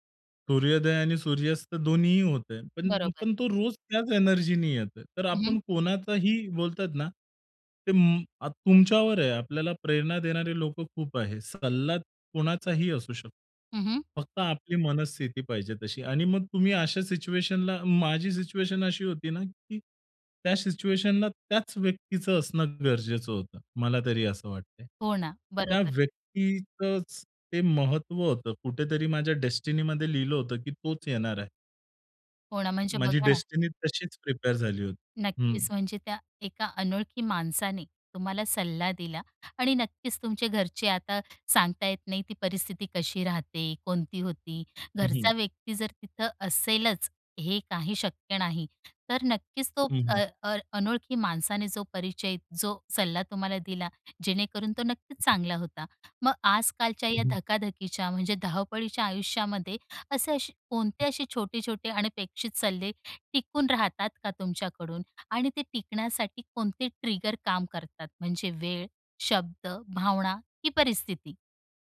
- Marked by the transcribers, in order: in English: "एनर्जीने"; in English: "सिच्युएशनला"; in English: "सिच्युएशन"; in English: "सिच्युएशनला"; in English: "डेस्टिनीमध्ये"; in English: "डेस्टिनी"; in English: "प्रिपेअर"; other background noise; in English: "ट्रिगर"
- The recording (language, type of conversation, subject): Marathi, podcast, रस्त्यावरील एखाद्या अपरिचिताने तुम्हाला दिलेला सल्ला तुम्हाला आठवतो का?